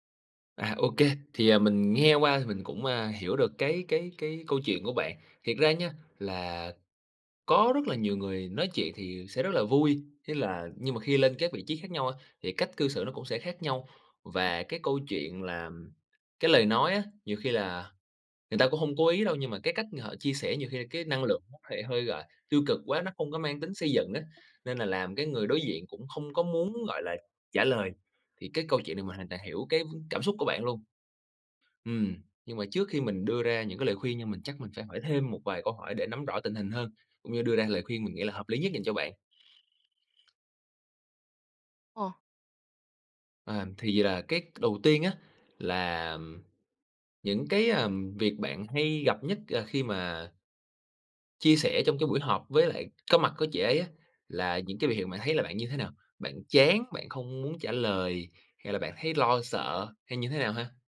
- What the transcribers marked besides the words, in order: other background noise
- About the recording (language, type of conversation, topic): Vietnamese, advice, Làm sao để vượt qua nỗi sợ phát biểu ý kiến trong cuộc họp dù tôi nắm rõ nội dung?